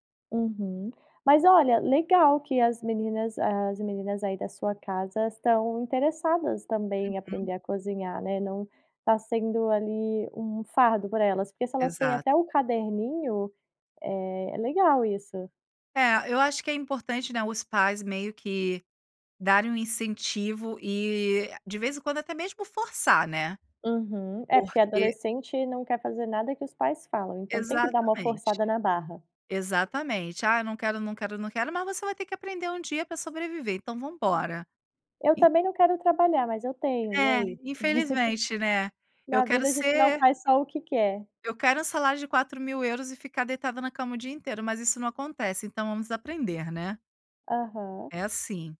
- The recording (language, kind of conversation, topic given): Portuguese, podcast, Como você ensina uma receita de família a alguém mais jovem?
- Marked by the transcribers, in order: tapping; laugh